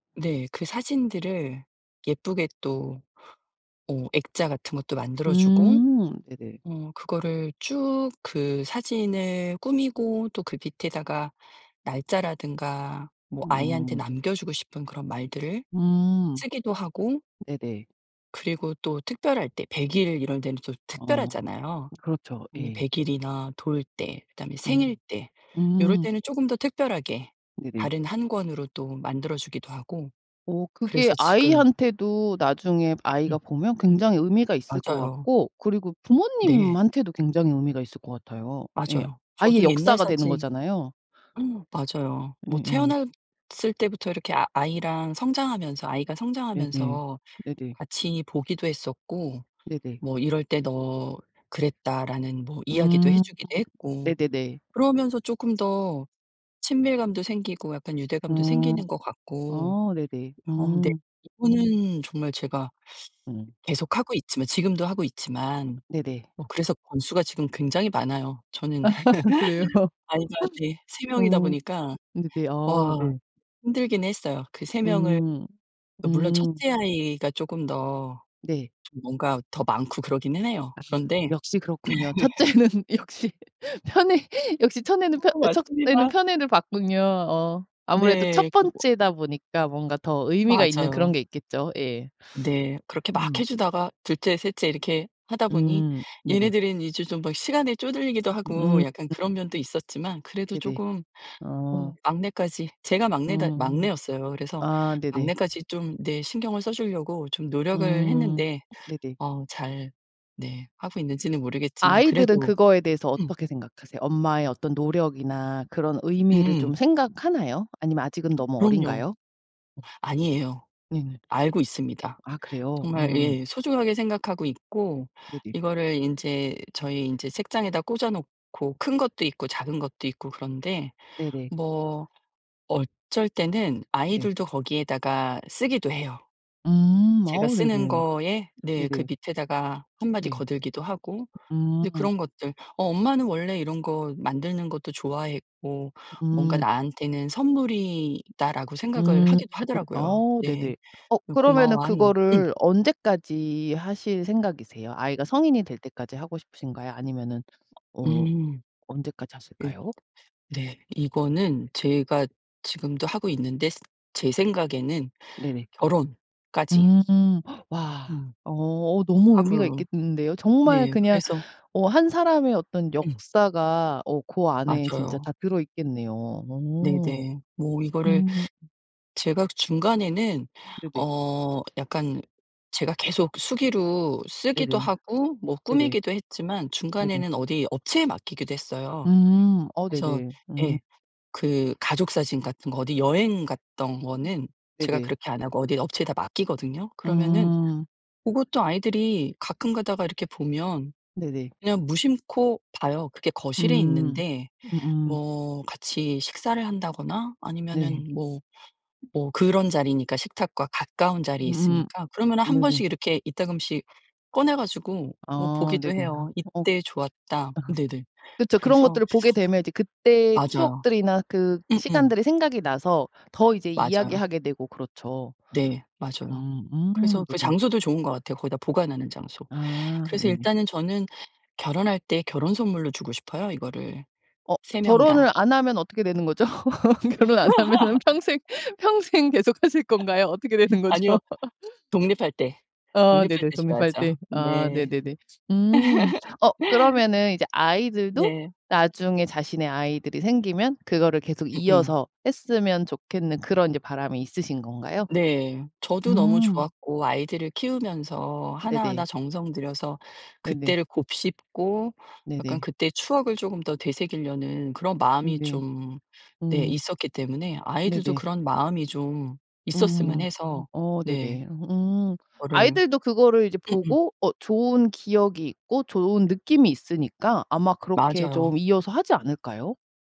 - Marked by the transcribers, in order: other background noise; laugh; laughing while speaking: "그래요?"; laugh; laughing while speaking: "첫 째는 역시 편애"; laugh; laughing while speaking: "어 맞습니다"; tapping; other noise; laugh; laughing while speaking: "거죠? 결혼 안 하면은 평생 평생 계속하실 건가요? 어떻게 되는 거죠?"; laugh; laugh; laugh
- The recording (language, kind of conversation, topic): Korean, podcast, 아이들에게 꼭 물려주고 싶은 전통이 있나요?